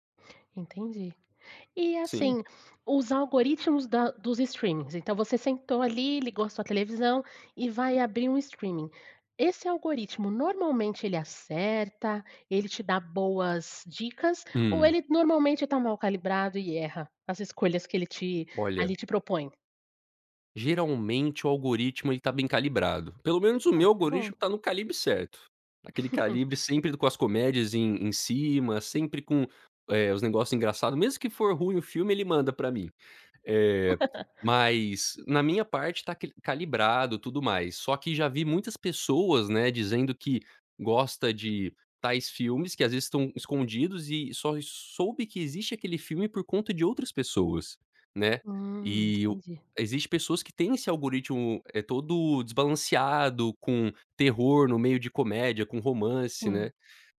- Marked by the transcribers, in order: tapping; laugh; laugh; "só" said as "soi"
- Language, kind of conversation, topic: Portuguese, podcast, Como você escolhe o que assistir numa noite livre?